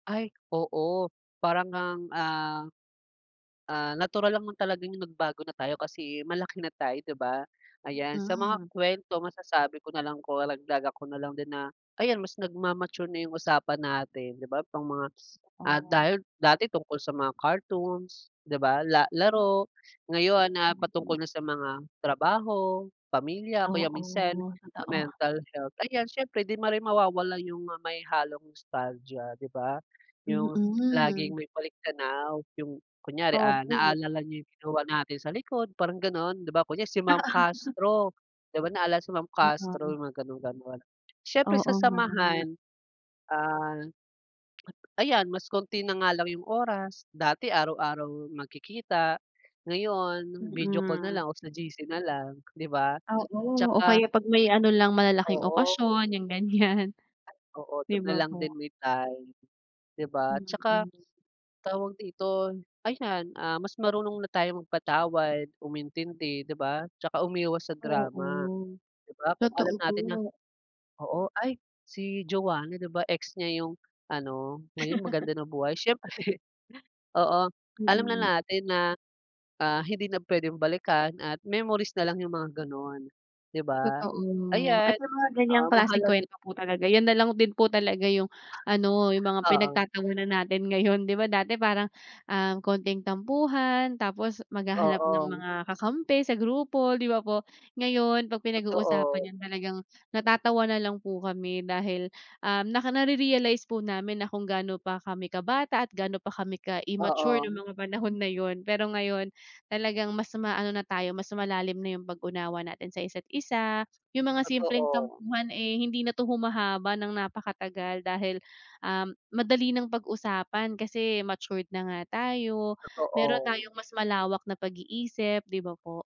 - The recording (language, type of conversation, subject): Filipino, unstructured, Ano ang nararamdaman mo kapag muli kayong nagkikita ng mga kaibigan mo noong kabataan mo?
- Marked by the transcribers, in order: "karagdagan" said as "kuwalagdagan"; tapping; laughing while speaking: "Oo"; other background noise; laughing while speaking: "ganyan"; laugh; laughing while speaking: "siyempre"; drawn out: "Totoo"